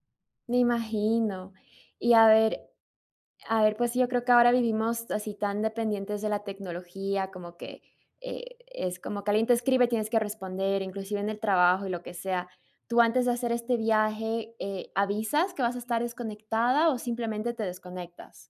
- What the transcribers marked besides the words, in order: none
- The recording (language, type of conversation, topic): Spanish, podcast, ¿Cómo te hace sentir pasar un día entero sin tecnología?